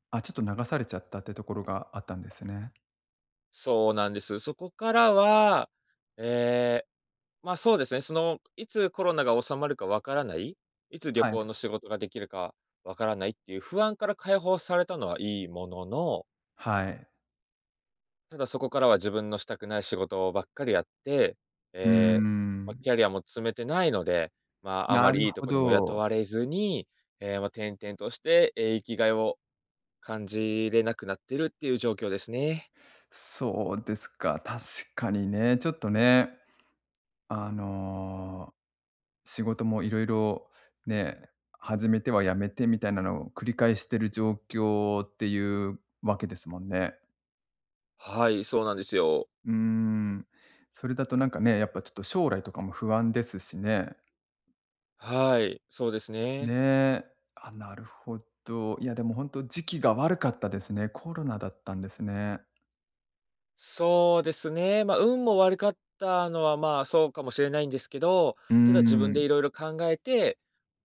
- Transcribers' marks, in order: tapping; lip smack
- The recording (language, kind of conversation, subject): Japanese, advice, 退職後、日々の生きがいや自分の役割を失ったと感じるのは、どんなときですか？